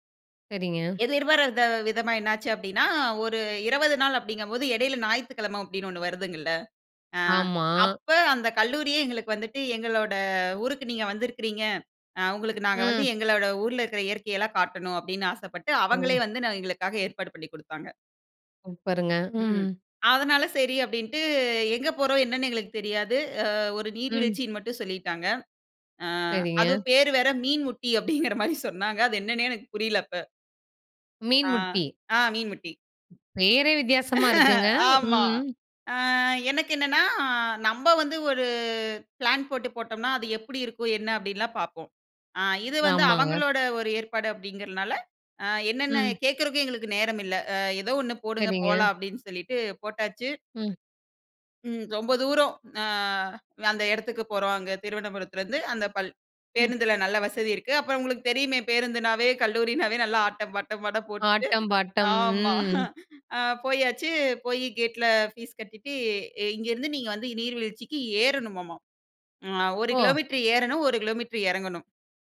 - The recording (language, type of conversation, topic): Tamil, podcast, மீண்டும் செல்ல விரும்பும் இயற்கை இடம் எது, ஏன் அதை மீண்டும் பார்க்க விரும்புகிறீர்கள்?
- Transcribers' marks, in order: laughing while speaking: "அப்படிங்கிற மாரி"; other background noise; laughing while speaking: "ஆமா"; drawn out: "ம்"; chuckle